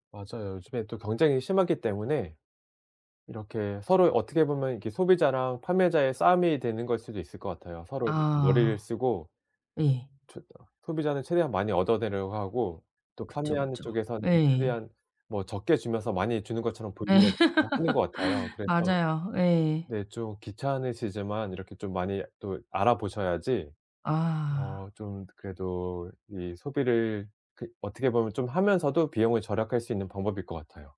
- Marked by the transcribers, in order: laugh
- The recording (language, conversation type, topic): Korean, advice, 의식적으로 소비하는 습관은 어떻게 구체적으로 시작할 수 있을까요?